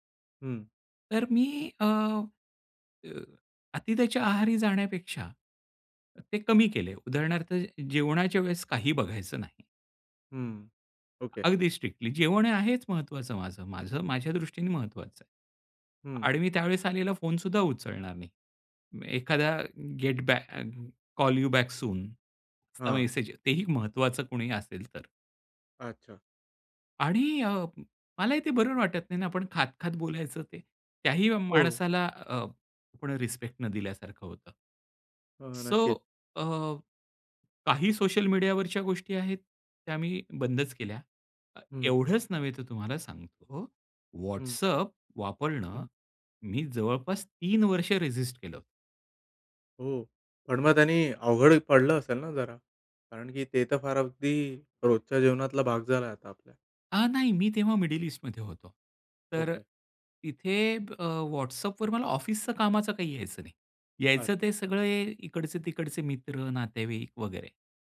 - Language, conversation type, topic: Marathi, podcast, डिजिटल विराम घेण्याचा अनुभव तुमचा कसा होता?
- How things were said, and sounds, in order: tapping; in English: "स्ट्रिक्टली"; in English: "गेट बॅक"; in English: "कॉल यू बॅक सूनचा"; other background noise; in English: "रिस्पेक्ट"; in English: "सो"; in English: "रेजिस्ट"; in English: "मिडल ईस्टमध्ये"